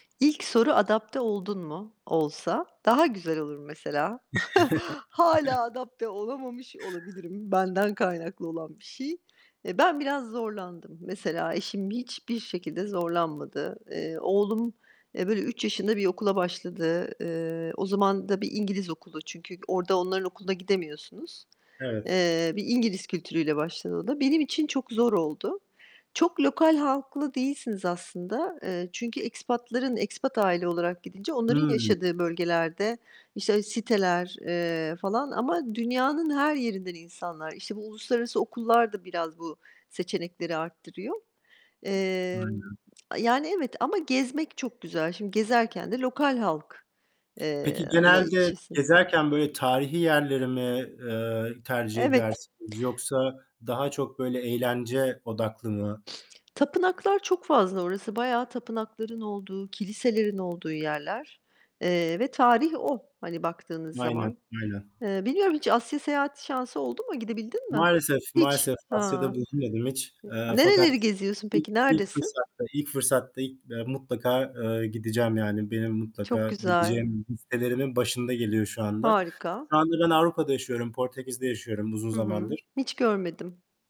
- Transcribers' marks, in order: distorted speech; scoff; chuckle; in English: "expat'ların expat"; other background noise; tapping; sniff; other noise; static
- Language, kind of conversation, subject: Turkish, unstructured, Seyahat etmek sana ne hissettiriyor ve en unutulmaz tatilin hangisiydi?